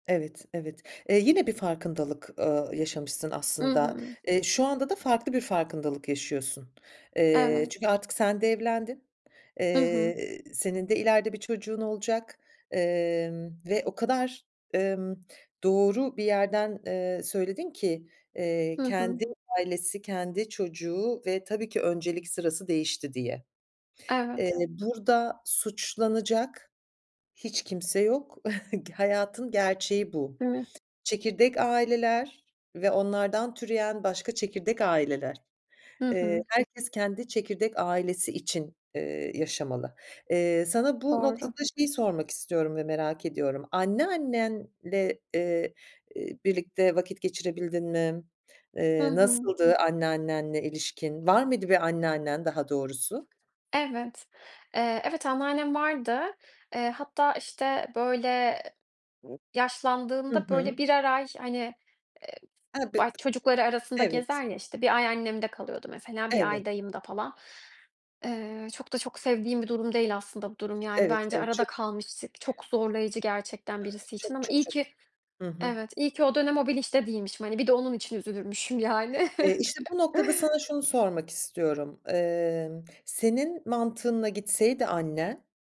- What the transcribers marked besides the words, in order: other background noise; chuckle; tapping; other noise; chuckle
- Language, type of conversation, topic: Turkish, podcast, Hayatındaki en önemli dersi neydi ve bunu nereden öğrendin?